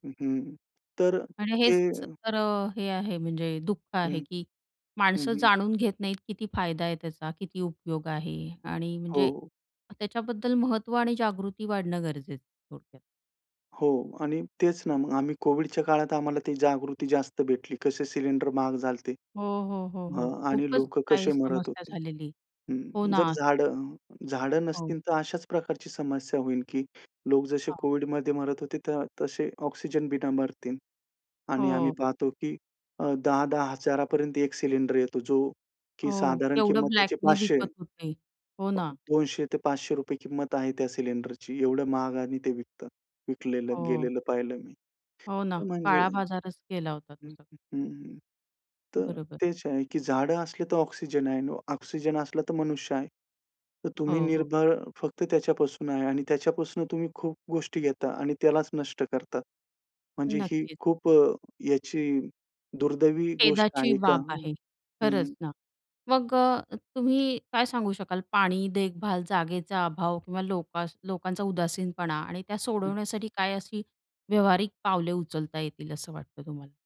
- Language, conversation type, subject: Marathi, podcast, शहरी भागात हिरवळ वाढवण्यासाठी आपण काय करू शकतो?
- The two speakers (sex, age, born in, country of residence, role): female, 35-39, India, India, host; male, 35-39, India, India, guest
- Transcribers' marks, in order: tapping; other noise